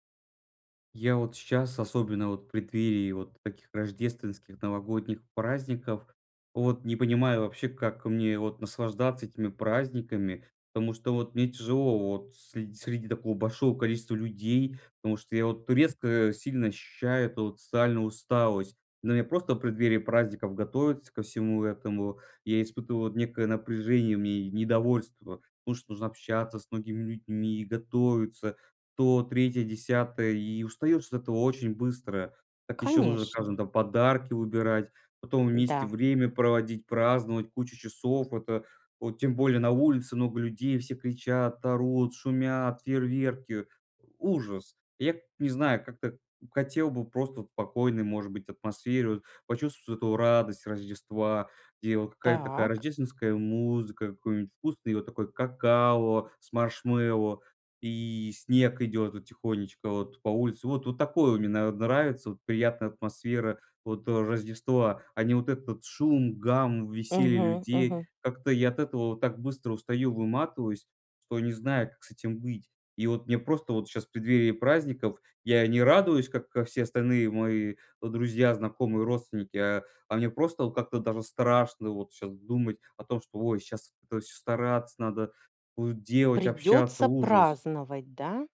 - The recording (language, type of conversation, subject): Russian, advice, Как наслаждаться праздниками, если ощущается социальная усталость?
- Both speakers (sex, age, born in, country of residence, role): female, 45-49, Russia, Spain, advisor; male, 20-24, Russia, Estonia, user
- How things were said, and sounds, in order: none